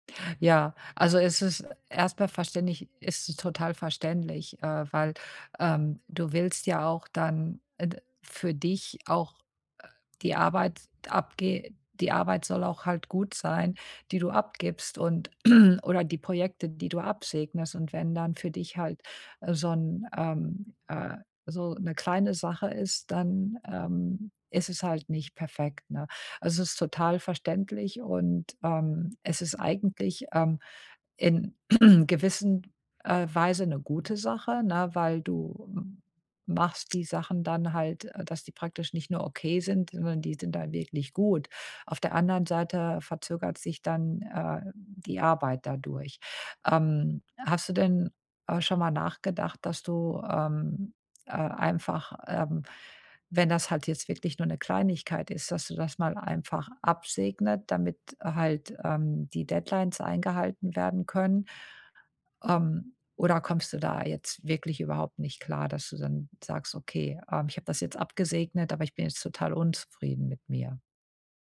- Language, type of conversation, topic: German, advice, Wie blockiert mich Perfektionismus bei der Arbeit und warum verzögere ich dadurch Abgaben?
- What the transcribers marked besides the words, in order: throat clearing; throat clearing; other background noise; in English: "Deadlines"